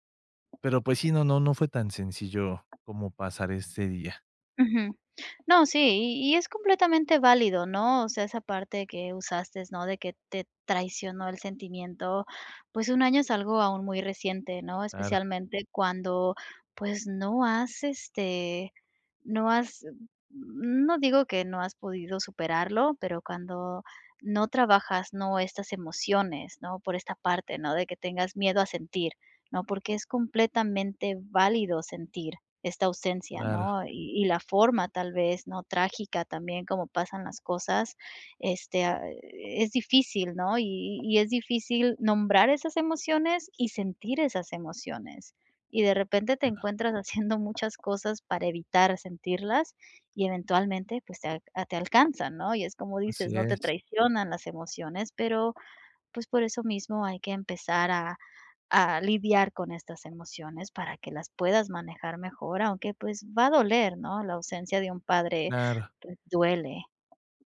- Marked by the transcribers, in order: tapping; other background noise
- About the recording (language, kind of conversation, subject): Spanish, advice, ¿Por qué el aniversario de mi relación me provoca una tristeza inesperada?